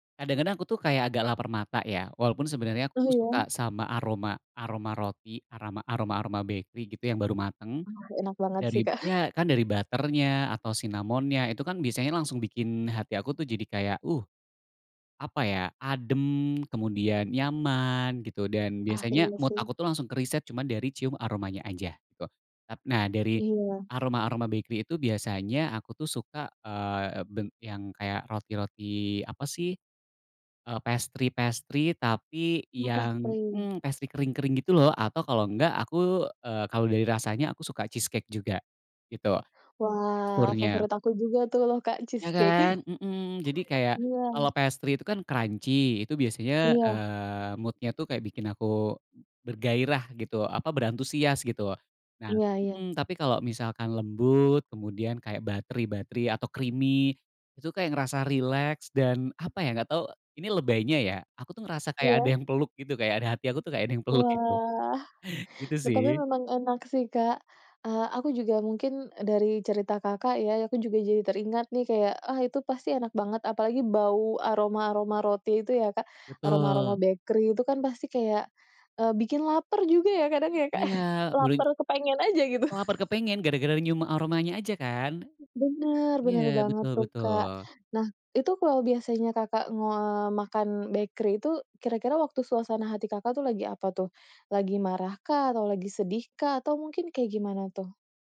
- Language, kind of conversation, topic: Indonesian, podcast, Makanan apa yang biasanya memengaruhi suasana hatimu?
- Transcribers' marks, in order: in English: "bakery"; chuckle; in English: "mood"; in English: "bakery"; in English: "pastry-pastry"; in English: "pastry"; in English: "pastry"; chuckle; in English: "pastry"; tapping; in English: "crunchy"; in English: "mood-nya"; in English: "buttery-buttery"; in English: "creamy"; in English: "bakery"; chuckle; other background noise; in English: "bakery"